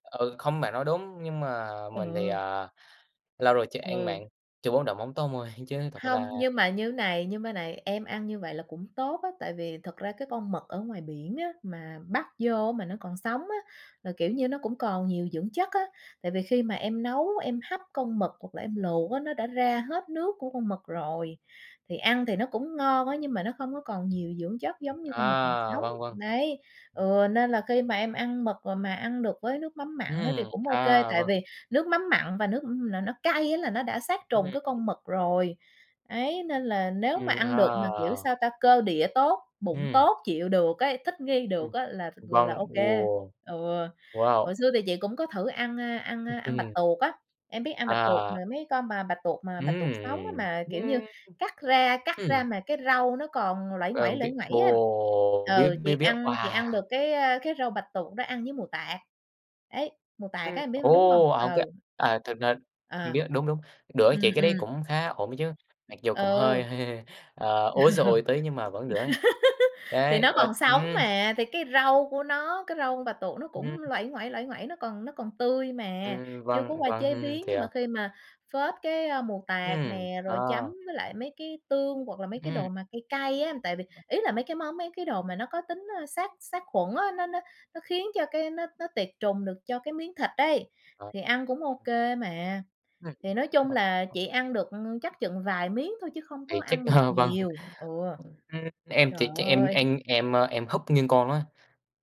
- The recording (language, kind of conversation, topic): Vietnamese, unstructured, Có món ăn nào mà nhiều người không chịu được nhưng bạn lại thấy ngon không?
- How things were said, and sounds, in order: other background noise; unintelligible speech; "nguây" said as "luẩy"; "nguây" said as "luẩy"; laugh; "nguây" said as "luẩy"; "nguây" said as "luẩy"; unintelligible speech; tapping; laughing while speaking: "ờ, vâng"